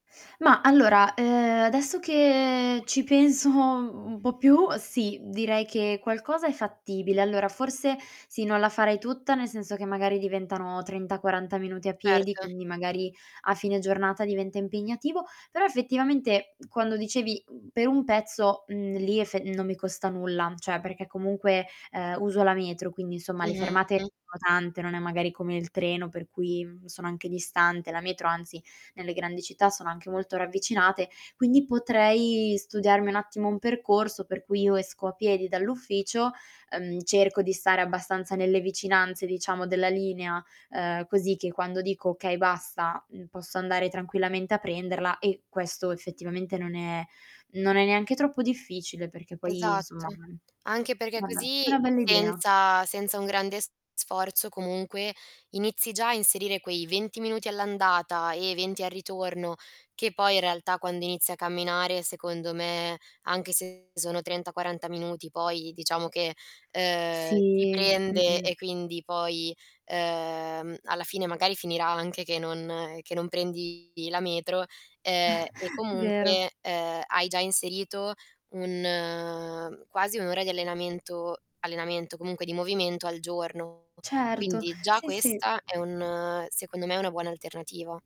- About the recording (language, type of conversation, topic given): Italian, advice, Come gestisci pause e movimento durante lunghe giornate di lavoro sedentarie?
- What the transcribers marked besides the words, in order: lip smack; "cioè" said as "ceh"; distorted speech; tapping; static; chuckle